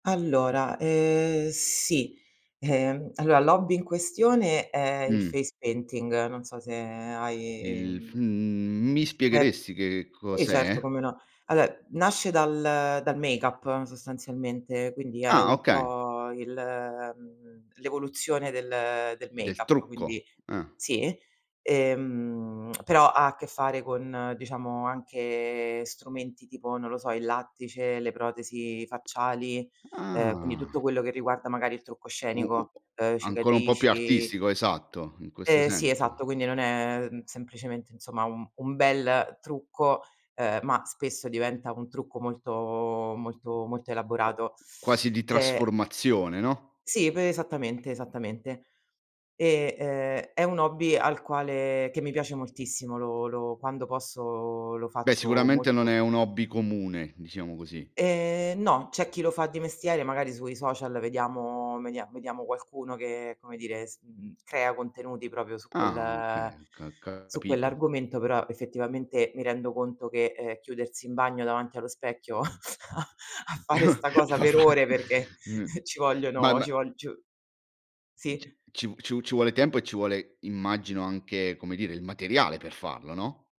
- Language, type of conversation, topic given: Italian, podcast, Hai una storia buffa legata a un tuo hobby?
- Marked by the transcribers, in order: tapping; other background noise; tongue click; teeth sucking; "proprio" said as "propio"; chuckle; laughing while speaking: "Va beh"; chuckle; laughing while speaking: "a"; chuckle